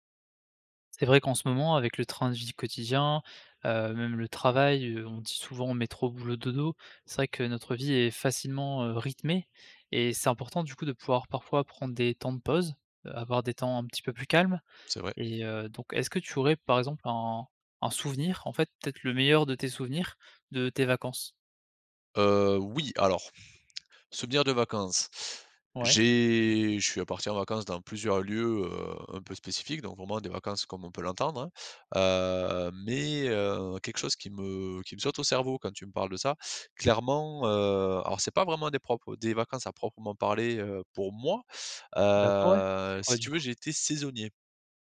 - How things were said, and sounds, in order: drawn out: "Heu"
- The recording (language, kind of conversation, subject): French, podcast, Quel est ton meilleur souvenir de voyage ?
- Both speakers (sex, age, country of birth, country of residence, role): male, 20-24, France, France, host; male, 35-39, France, France, guest